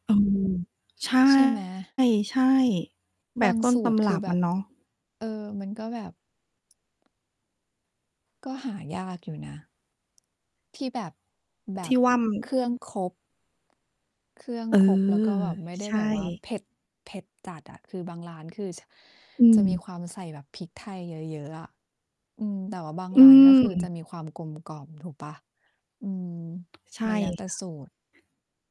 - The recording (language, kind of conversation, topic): Thai, unstructured, คุณรู้สึกอย่างไรกับอาหารที่เคยทำให้คุณมีความสุขแต่ตอนนี้หากินยาก?
- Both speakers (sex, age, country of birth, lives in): female, 35-39, Thailand, Thailand; female, 40-44, Thailand, Thailand
- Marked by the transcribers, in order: distorted speech; other background noise; tapping; mechanical hum